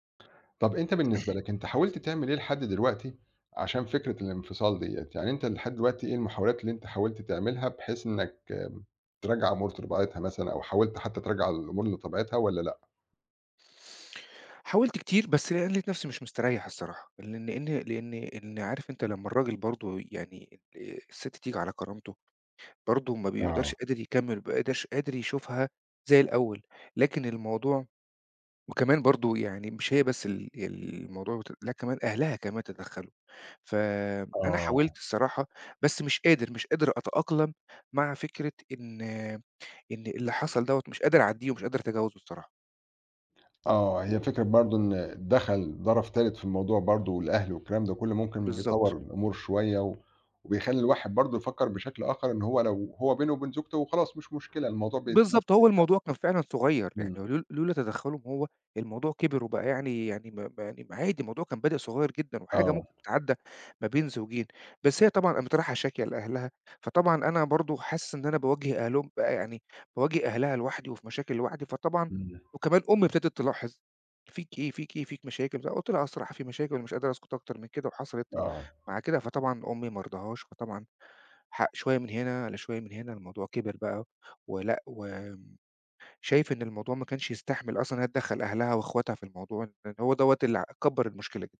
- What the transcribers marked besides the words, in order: throat clearing; tapping; "لطبيعتها" said as "طربعتها"; "بيبقاش" said as "بقداش"; other background noise; "طَرَف" said as "ضَرَف"
- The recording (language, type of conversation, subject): Arabic, advice, إزاي أتعامل مع صعوبة تقبّلي إن شريكي اختار يسيبني؟